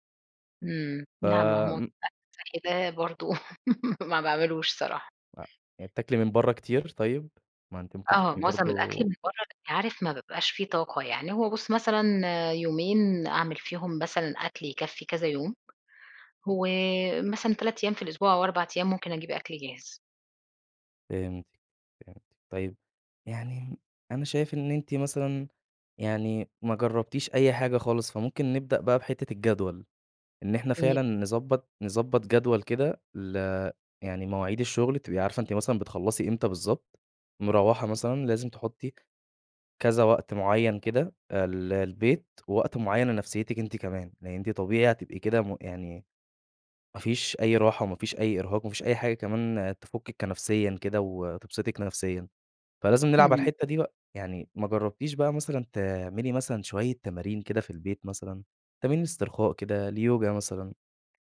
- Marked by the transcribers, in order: unintelligible speech; laugh; unintelligible speech; other background noise
- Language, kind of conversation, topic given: Arabic, advice, إزاي بتوصف إحساسك بالإرهاق والاحتراق الوظيفي بسبب ساعات الشغل الطويلة وضغط المهام؟